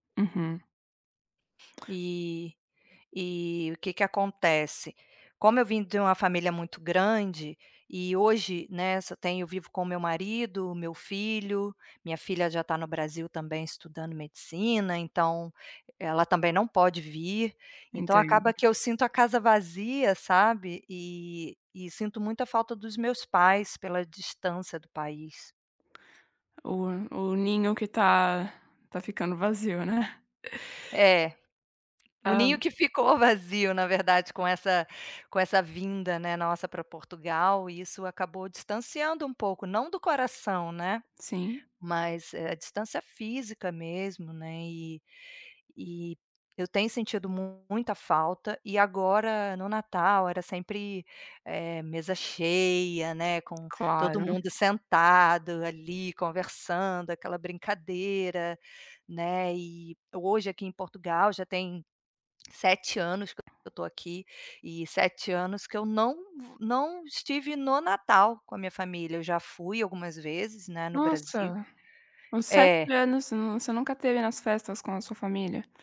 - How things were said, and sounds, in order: chuckle; tapping
- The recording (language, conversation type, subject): Portuguese, advice, Como posso lidar com a saudade do meu ambiente familiar desde que me mudei?